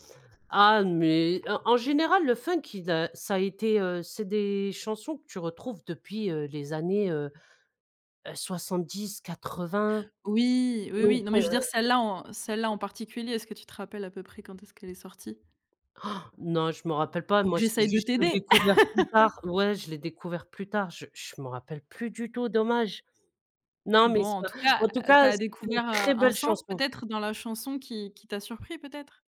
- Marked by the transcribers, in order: tapping; gasp; laugh
- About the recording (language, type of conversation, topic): French, podcast, Quelle musique t’a le plus marqué pendant ton adolescence ?